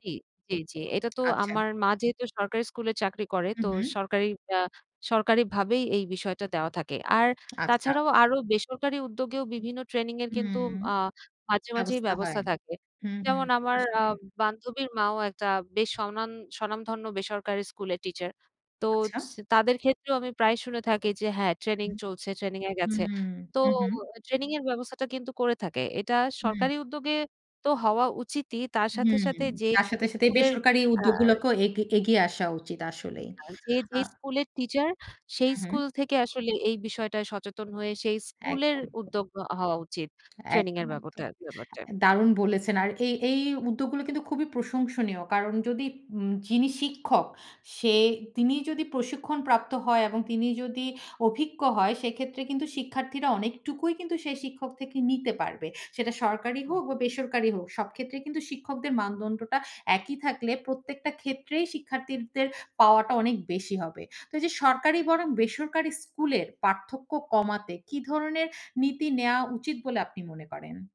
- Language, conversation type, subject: Bengali, podcast, শিক্ষায় সমতা নিশ্চিত করতে আমাদের কী কী পদক্ষেপ নেওয়া উচিত বলে আপনি মনে করেন?
- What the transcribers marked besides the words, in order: tapping; "আচ্ছা" said as "আচ্চা"; other background noise; "বনাম" said as "বরাম"